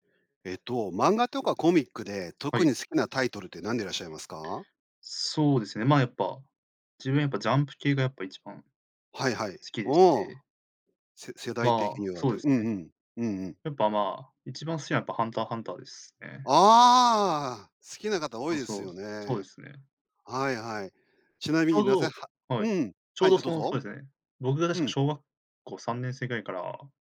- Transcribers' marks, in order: none
- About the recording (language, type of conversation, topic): Japanese, podcast, 漫画で特に好きな作品は何ですか？